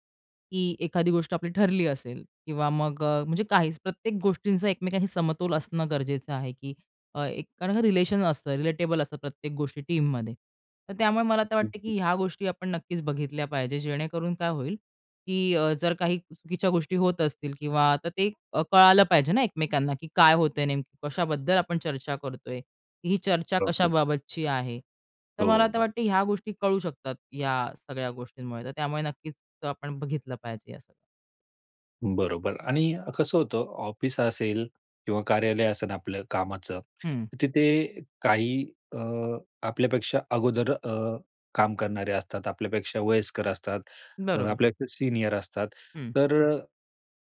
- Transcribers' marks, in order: in English: "रिलेशन"; in English: "रिलेटेबल"; in English: "टीममध्ये"
- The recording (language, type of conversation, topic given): Marathi, podcast, टीममधला चांगला संवाद कसा असतो?